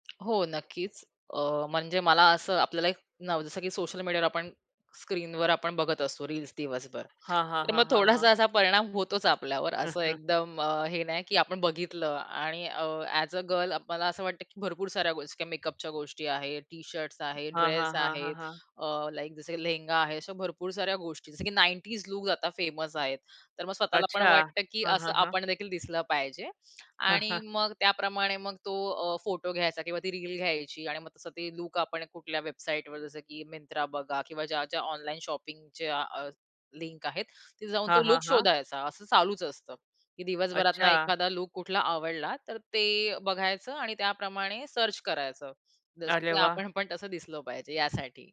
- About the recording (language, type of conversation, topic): Marathi, podcast, सामाजिक माध्यमांचा तुमच्या पेहरावाच्या शैलीवर कसा परिणाम होतो?
- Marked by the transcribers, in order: tapping; other background noise; in English: "ॲज अ गर्ल"; other noise; in English: "नाईटीज"; in English: "फेमस"; chuckle; lip smack; in English: "सर्च"; laughing while speaking: "आपण पण तसं"